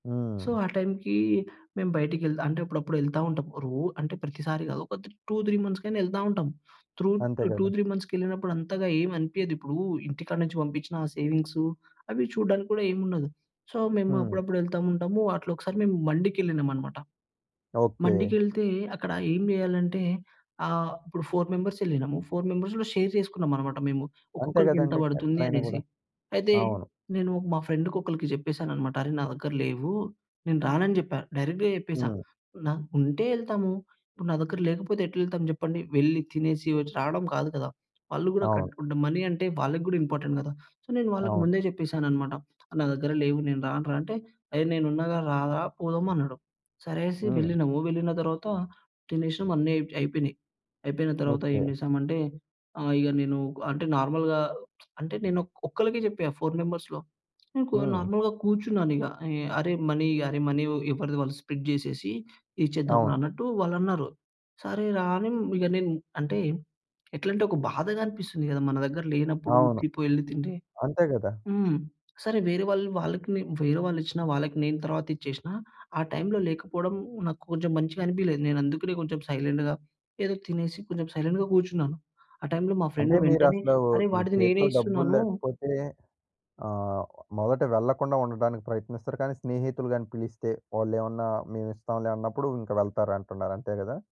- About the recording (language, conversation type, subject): Telugu, podcast, తక్కువ బడ్జెట్‌లో నిల్వ వ్యవస్థను ఎలా ఏర్పాటు చేసుకోవచ్చు?
- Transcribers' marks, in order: in English: "సో"; in English: "టూ త్రీ మంత్స్‌కైనా"; in English: "టూ త్రీ మంత్స్‌కెళ్ళినప్పుడు"; in English: "సో"; in Arabic: "మండికెళ్ళినామన్నమాట. మండికెళ్తే"; in English: "ఫోర్ మెంబర్స్"; in English: "ఫోర్ మెంబర్స్"; in English: "షేర్"; in English: "ఫ్రెండ్‌కి"; in English: "డైరెక్ట్‌గా"; in English: "మనీ"; in English: "ఇంపార్టెంట్"; in English: "సో"; in English: "నార్మల్‌గా"; lip smack; in English: "ఫోర్ మెంబర్స్‌లో"; other background noise; in English: "నార్మల్‌గా"; in English: "మనీ"; in English: "మనీ"; in English: "స్ప్లిట్"; tapping; in English: "సైలెంట్‌గా"; in English: "సైలెంట్‌గా"; in English: "ఫ్రెండ్"